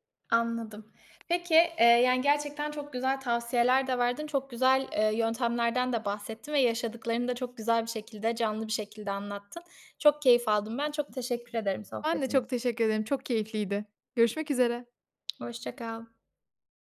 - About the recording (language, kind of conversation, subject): Turkish, podcast, Telefona güvendin de kaybolduğun oldu mu?
- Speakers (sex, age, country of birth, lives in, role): female, 25-29, Turkey, Italy, guest; female, 25-29, Turkey, Italy, host
- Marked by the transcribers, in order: tapping